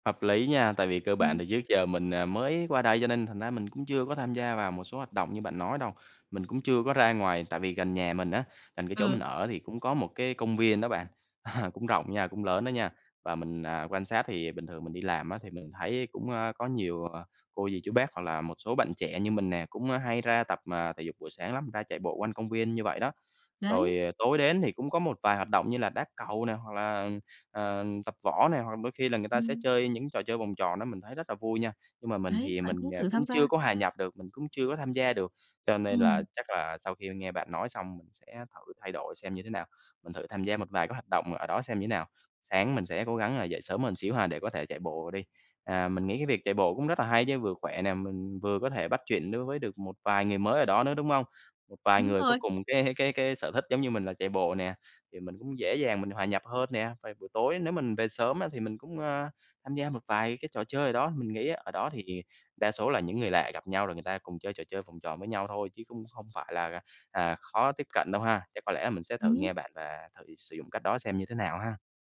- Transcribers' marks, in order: chuckle; tapping
- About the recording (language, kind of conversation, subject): Vietnamese, advice, Bạn nên làm gì khi cảm thấy cô lập trong môi trường mới?